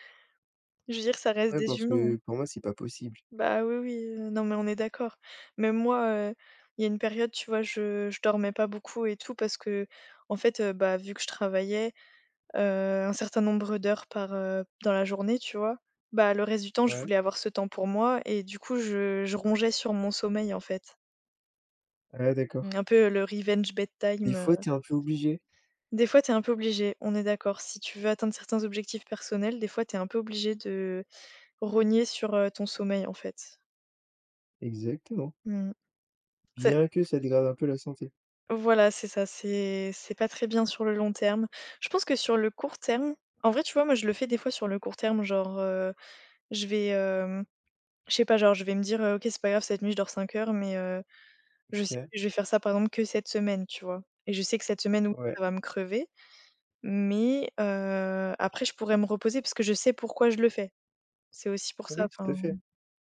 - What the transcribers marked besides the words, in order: in English: "revenge bedtime"
- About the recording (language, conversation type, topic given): French, unstructured, Comment trouves-tu l’équilibre entre travail et vie personnelle ?